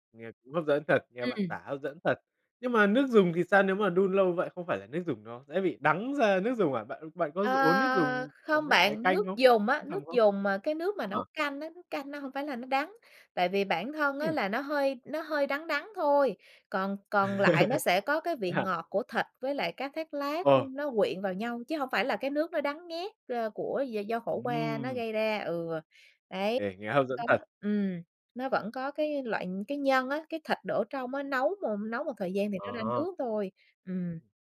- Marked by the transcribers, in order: tapping; laugh
- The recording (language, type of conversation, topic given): Vietnamese, podcast, Những món ăn truyền thống nào không thể thiếu ở nhà bạn?